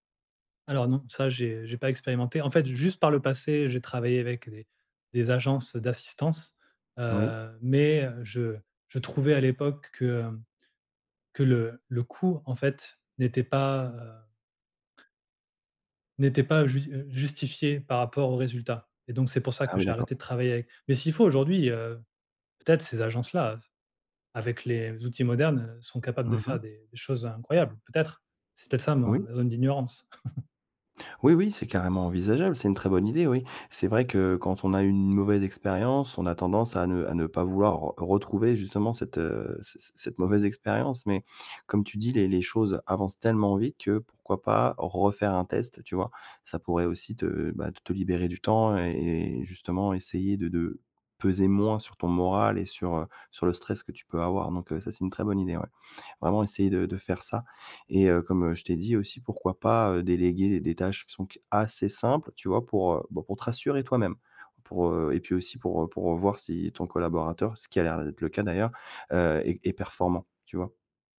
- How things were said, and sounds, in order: tapping; other background noise; chuckle
- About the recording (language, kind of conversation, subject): French, advice, Comment surmonter mon hésitation à déléguer des responsabilités clés par manque de confiance ?